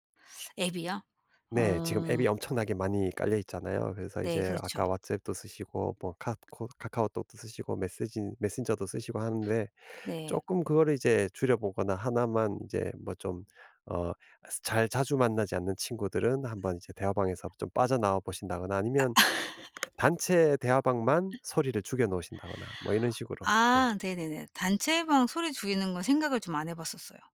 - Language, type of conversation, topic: Korean, advice, 일상에서 디지털 알림으로부터 집중을 지키려면 어떻게 해야 하나요?
- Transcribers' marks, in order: other background noise; tapping; laugh